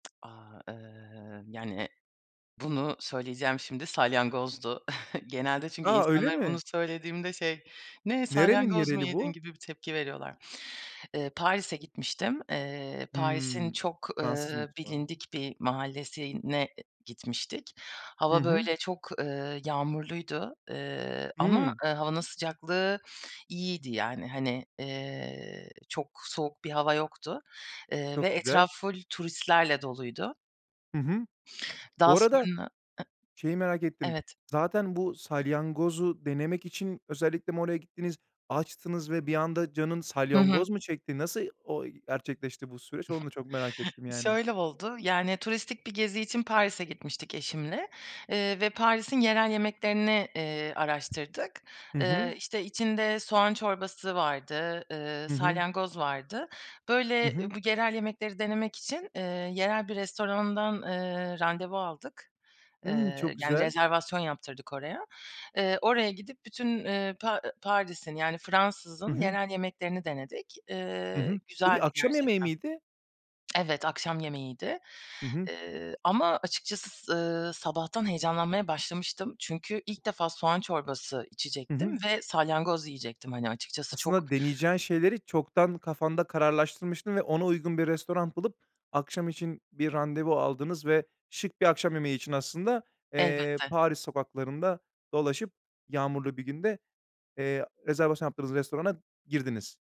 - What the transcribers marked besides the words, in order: other background noise; chuckle; put-on voice: "Ne, salyangoz mu yedin?"; in English: "full"; chuckle
- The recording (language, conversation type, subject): Turkish, podcast, Yerel yemekleri denerken seni en çok şaşırtan tat hangisiydi?